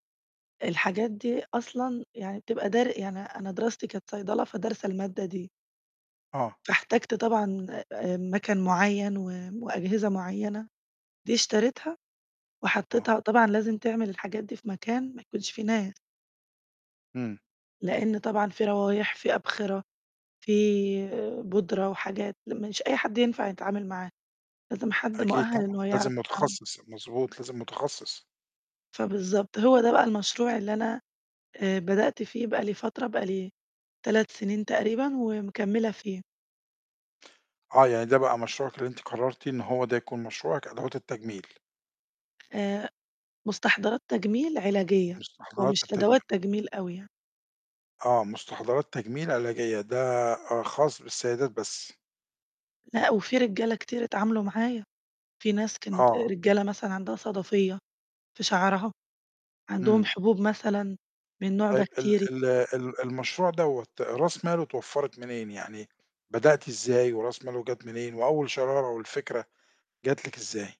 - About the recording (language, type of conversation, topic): Arabic, podcast, إزاي بتقرر إنك تبدأ مشروعك الخاص؟
- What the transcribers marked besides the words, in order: none